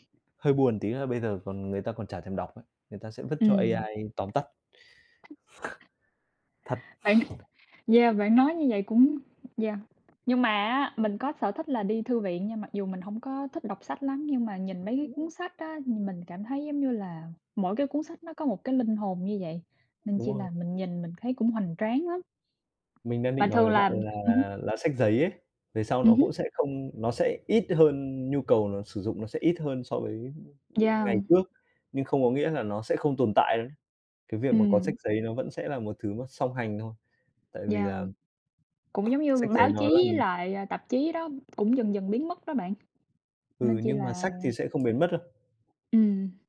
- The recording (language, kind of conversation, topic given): Vietnamese, unstructured, Bạn thích đọc sách giấy hay sách điện tử hơn?
- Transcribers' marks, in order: other background noise; tapping; other noise; chuckle